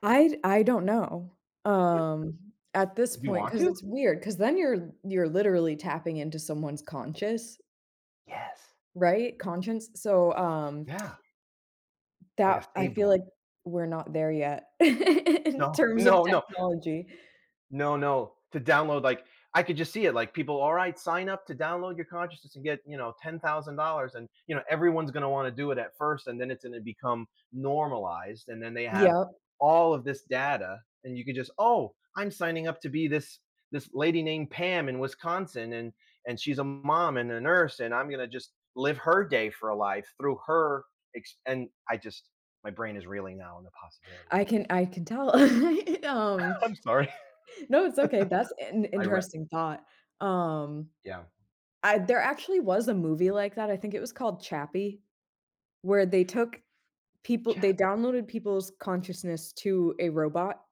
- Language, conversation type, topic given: English, unstructured, What would you do if you could swap lives with a famous person for a day?
- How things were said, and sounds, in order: tapping; laugh; other background noise; laugh; laugh; laughing while speaking: "um"; laugh; laughing while speaking: "sorry"; laugh